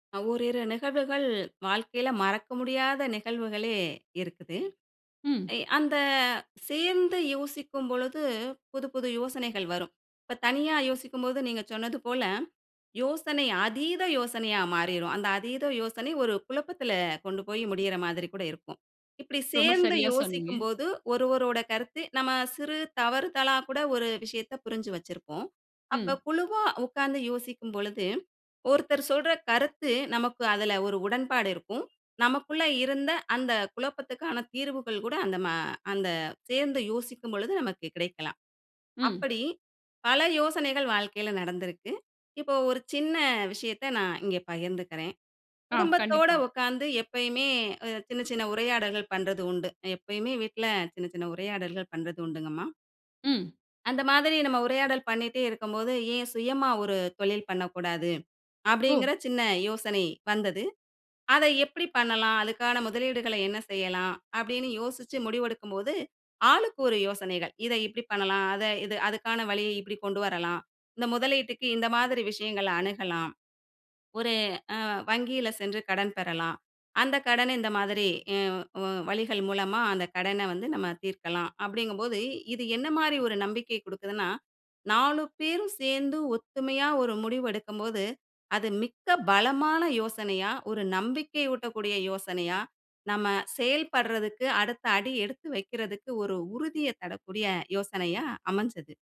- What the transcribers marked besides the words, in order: other background noise
- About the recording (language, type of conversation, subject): Tamil, podcast, சேர்ந்து யோசிக்கும்போது புதிய யோசனைகள் எப்படிப் பிறக்கின்றன?